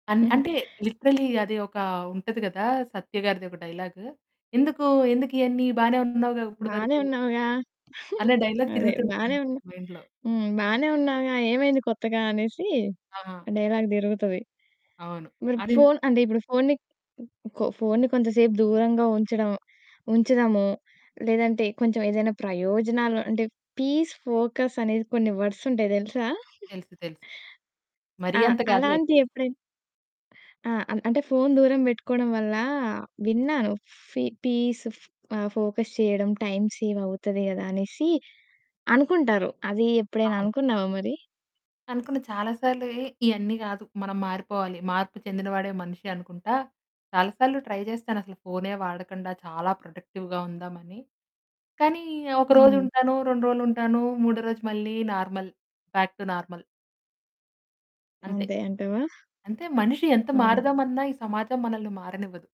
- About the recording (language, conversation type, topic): Telugu, podcast, లేచిన వెంటనే మీరు ఫోన్ చూస్తారా?
- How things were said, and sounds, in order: other background noise; chuckle; in English: "లిటరల్లీ"; in English: "డైలాగ్"; distorted speech; giggle; in English: "డైలాగ్"; in English: "మైండ్‌లో"; in English: "డైలాగ్"; in English: "పీస్, ఫోకస్"; giggle; in English: "పీస్"; in English: "ఫోకస్"; in English: "టైమ్ సేవ్"; in English: "ట్రై"; in English: "ప్రొడక్టివ్‌గా"; in English: "నార్మల్, బ్యాక్ టు నార్మల్"